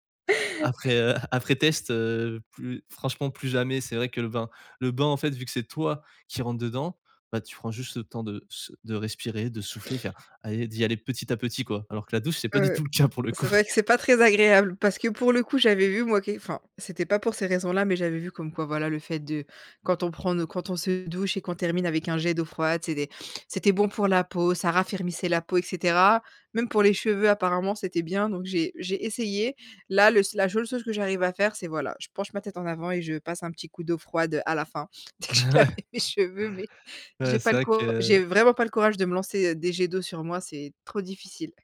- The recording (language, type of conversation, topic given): French, podcast, Comment éviter de scroller sans fin le soir ?
- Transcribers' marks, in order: laughing while speaking: "heu"; other background noise; laughing while speaking: "du tout le cas pour le coup"; laughing while speaking: "Ouais"; laughing while speaking: "Dès que j'ai lavé mes cheveux, mais j'ai pas le cour"